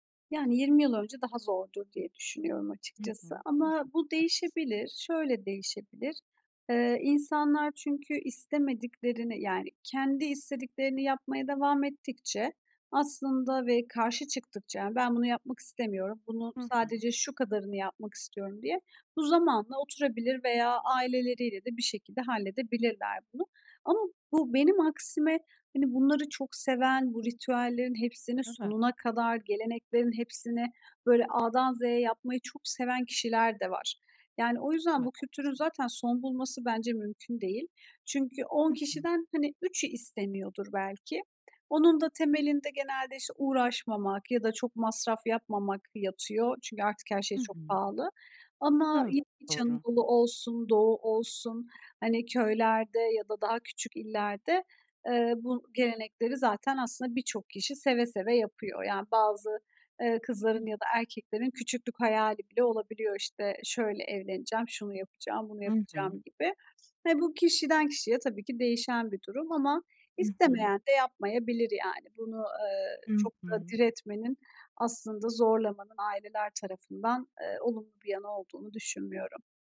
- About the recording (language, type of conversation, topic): Turkish, podcast, Bir düğün ya da kutlamada herkesin birlikteymiş gibi hissettiği o anı tarif eder misin?
- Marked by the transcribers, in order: tapping; other background noise; unintelligible speech